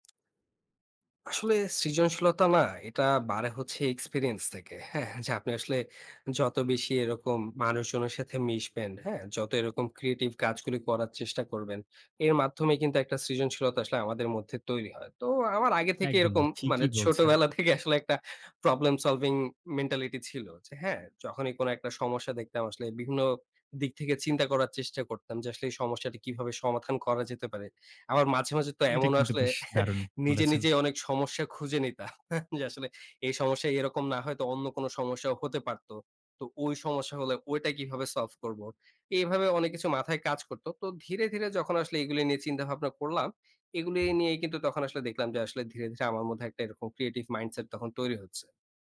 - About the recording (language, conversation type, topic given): Bengali, podcast, তোমার সৃজনশীলতা কীভাবে বেড়েছে?
- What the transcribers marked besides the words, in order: tapping; laughing while speaking: "ছোটবেলা থেকে আসলে একটা"; in English: "প্রবলেম সলভিং মেন্টালিটি"; scoff; chuckle; laughing while speaking: "যে আসলে"; other background noise; in English: "মাইন্ডসেট"